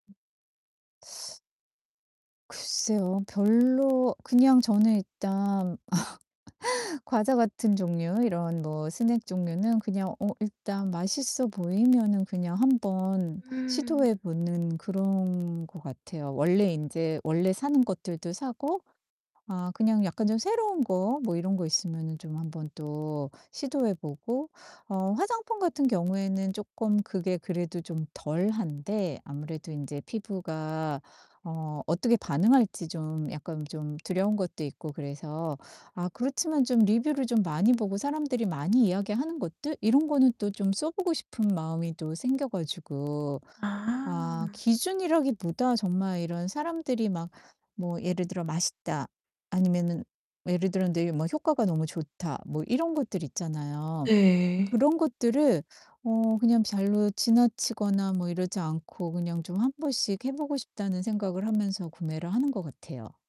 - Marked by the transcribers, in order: teeth sucking; static; laugh
- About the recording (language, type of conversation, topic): Korean, advice, 소비할 때 필요한 것과 원하는 것을 어떻게 구분하면 좋을까요?